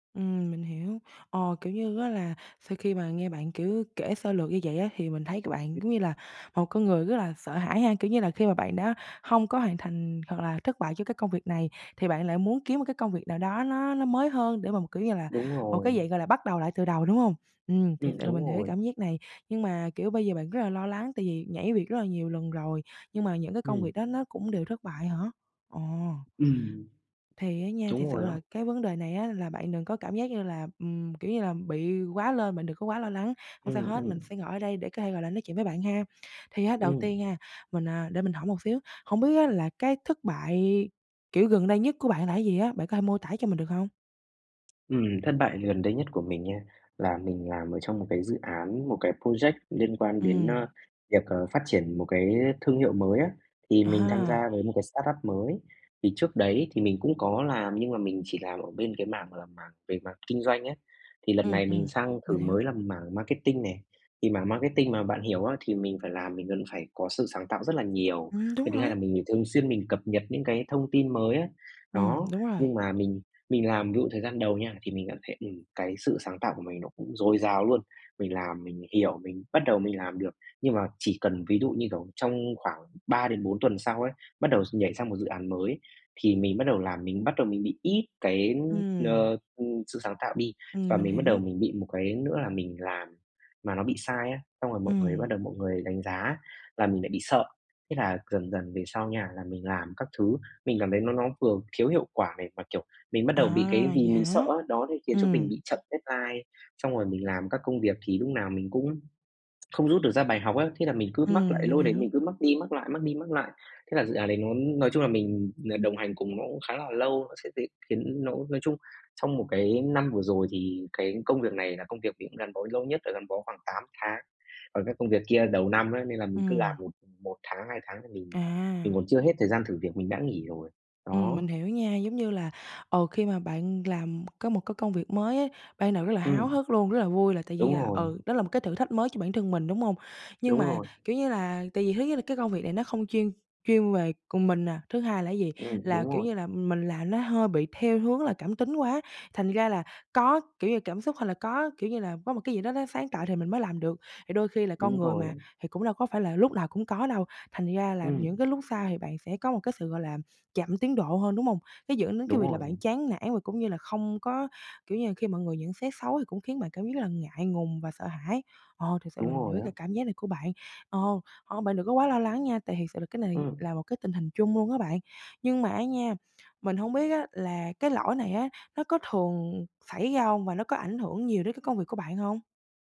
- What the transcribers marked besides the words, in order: tapping; other background noise; in English: "project"; horn; in English: "startup"; in English: "deadline"; lip smack
- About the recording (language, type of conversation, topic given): Vietnamese, advice, Làm sao tôi có thể học từ những sai lầm trong sự nghiệp để phát triển?